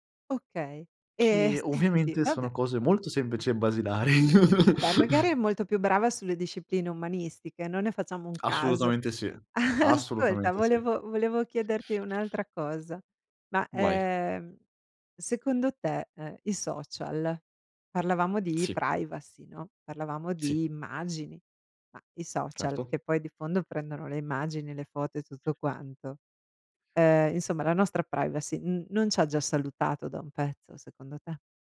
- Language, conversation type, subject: Italian, podcast, Ti capita di insegnare la tecnologia agli altri?
- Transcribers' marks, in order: laughing while speaking: "senti"; chuckle; other background noise; laughing while speaking: "Ascolta"; tapping